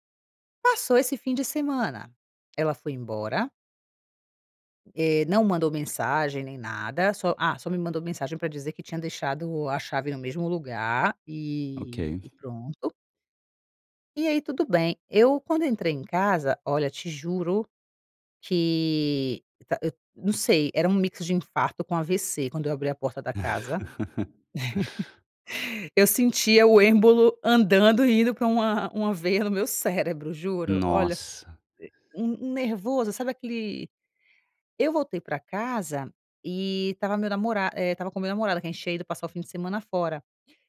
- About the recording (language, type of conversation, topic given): Portuguese, advice, Como devo confrontar um amigo sobre um comportamento incômodo?
- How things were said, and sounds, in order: laugh; giggle; other background noise